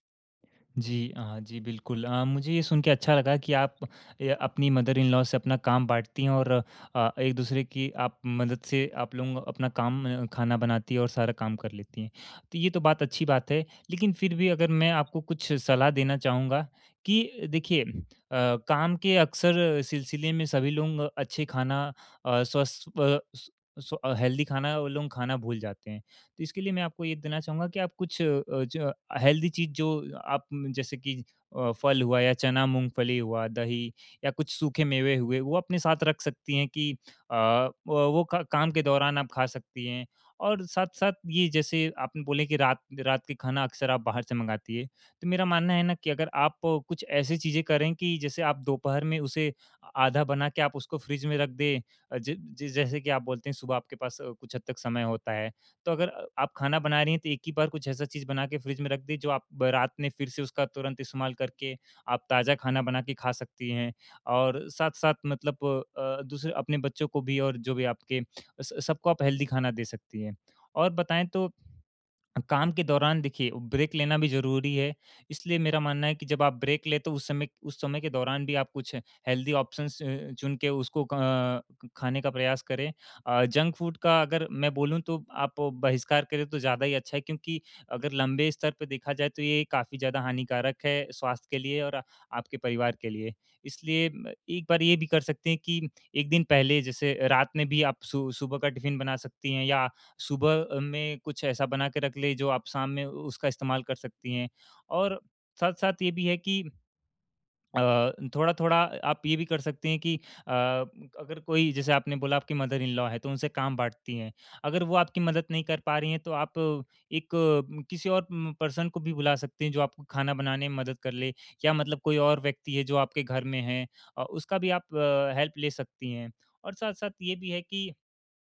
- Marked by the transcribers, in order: other background noise; in English: "मदर इन लॉ"; in English: "हेल्थी"; in English: "हेल्थी"; in English: "हेल्थी"; in English: "ब्रेक"; in English: "ब्रेक"; in English: "हेल्थी ऑप्शंस"; in English: "जंक फूड"; in English: "मदर इन लॉ"; in English: "पर्सन"; in English: "हेल्प"
- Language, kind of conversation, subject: Hindi, advice, काम की व्यस्तता के कारण आप अस्वस्थ भोजन क्यों कर लेते हैं?
- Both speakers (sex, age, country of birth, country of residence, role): female, 30-34, India, India, user; male, 18-19, India, India, advisor